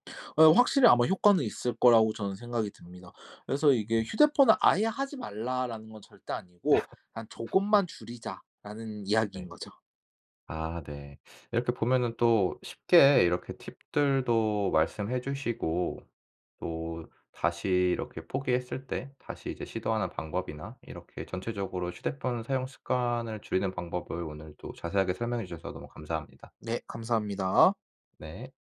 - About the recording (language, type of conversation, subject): Korean, podcast, 휴대폰 사용하는 습관을 줄이려면 어떻게 하면 좋을까요?
- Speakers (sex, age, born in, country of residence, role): male, 25-29, South Korea, Japan, guest; male, 25-29, South Korea, South Korea, host
- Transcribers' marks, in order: laugh; tapping